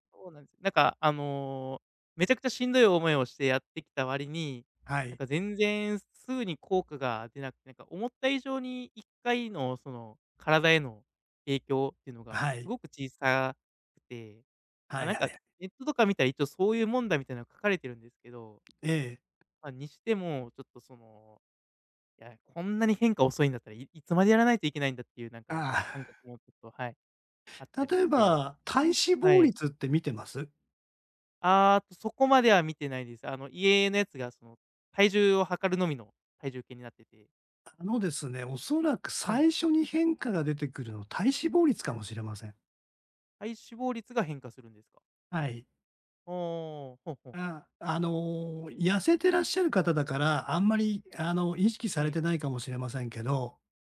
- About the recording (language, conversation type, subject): Japanese, advice, トレーニングの効果が出ず停滞して落ち込んでいるとき、どうすればよいですか？
- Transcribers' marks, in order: chuckle